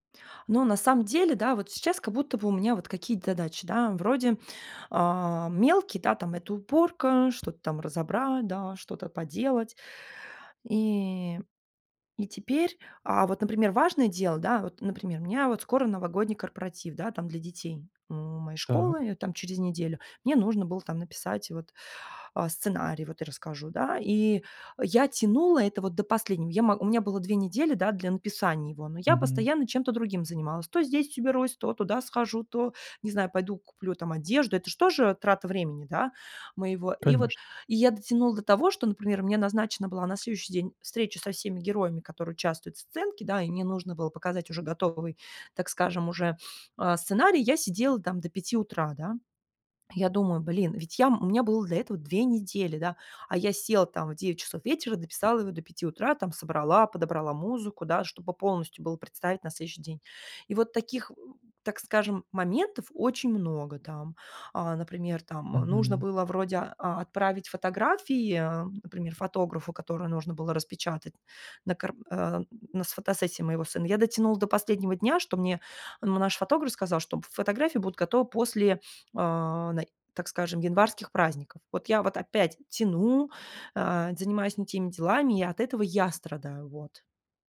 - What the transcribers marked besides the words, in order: tapping
- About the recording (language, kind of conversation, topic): Russian, advice, Как мне избегать траты времени на неважные дела?